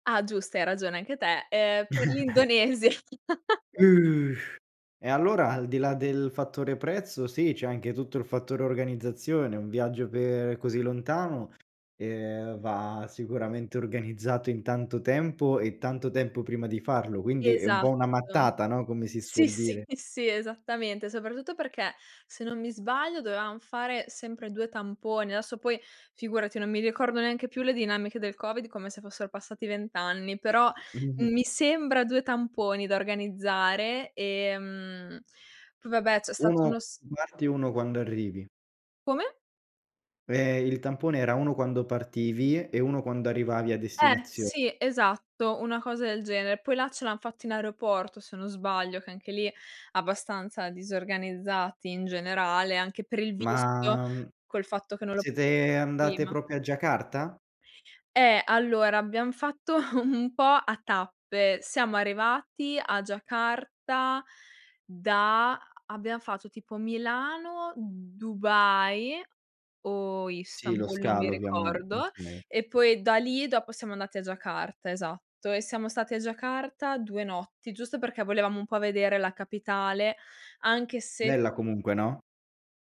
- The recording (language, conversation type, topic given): Italian, podcast, Raccontami di un viaggio nato da un’improvvisazione
- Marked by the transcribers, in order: chuckle; laugh; unintelligible speech; "proprio" said as "propio"; chuckle; laughing while speaking: "un"